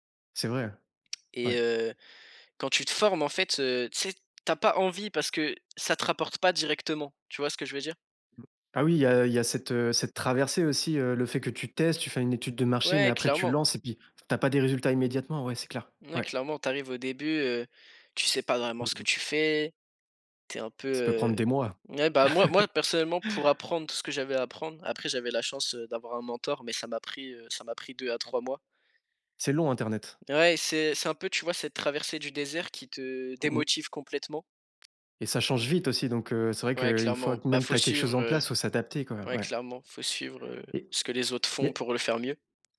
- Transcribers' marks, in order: other noise; chuckle
- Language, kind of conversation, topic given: French, podcast, Que fais-tu quand la procrastination prend le dessus ?